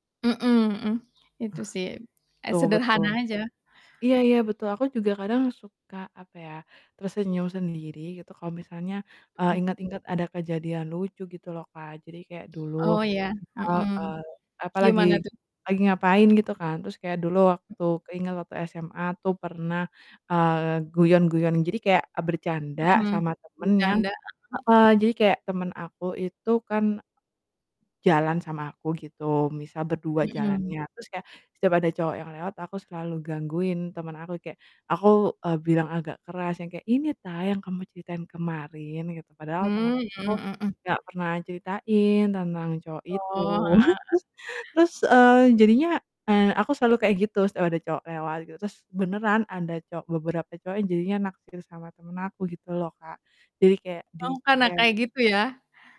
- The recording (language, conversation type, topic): Indonesian, unstructured, Apa hal sederhana yang selalu membuatmu tersenyum?
- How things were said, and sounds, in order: bird; static; in Javanese: "ta"; chuckle; in English: "di-chat"